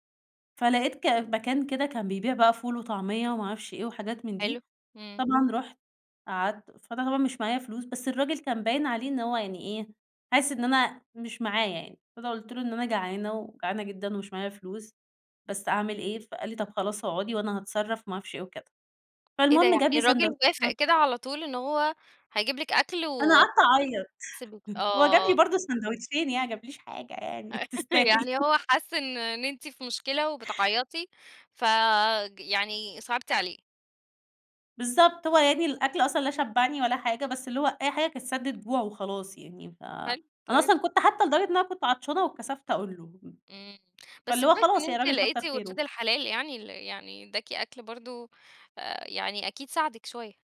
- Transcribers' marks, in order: tapping; unintelligible speech; chuckle; laugh; laughing while speaking: "تستاهل"
- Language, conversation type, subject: Arabic, podcast, مين ساعدك لما كنت تايه؟